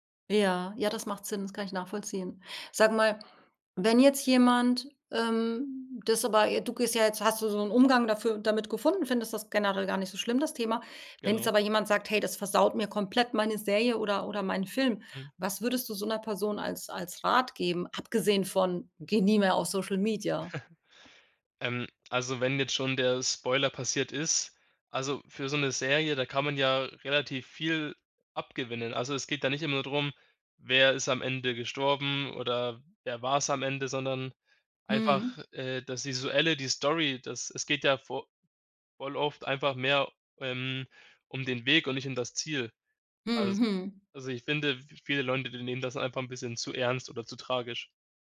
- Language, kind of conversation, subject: German, podcast, Wie gehst du mit Spoilern um?
- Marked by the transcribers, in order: chuckle